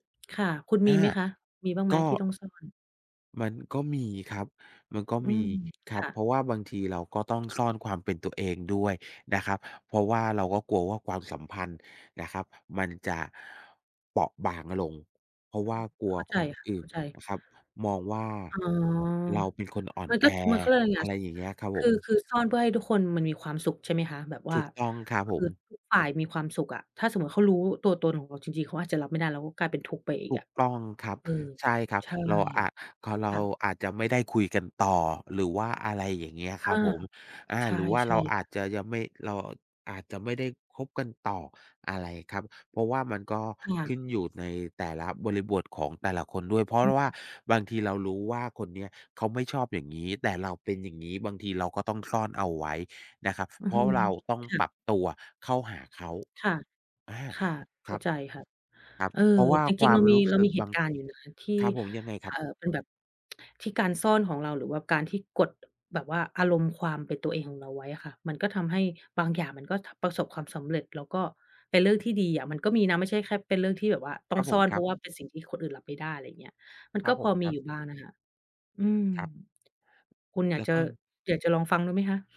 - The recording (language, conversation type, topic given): Thai, unstructured, คุณแสดงความเป็นตัวเองในชีวิตประจำวันอย่างไร?
- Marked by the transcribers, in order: tapping; other background noise; "มันก็" said as "ก๊อด"; tsk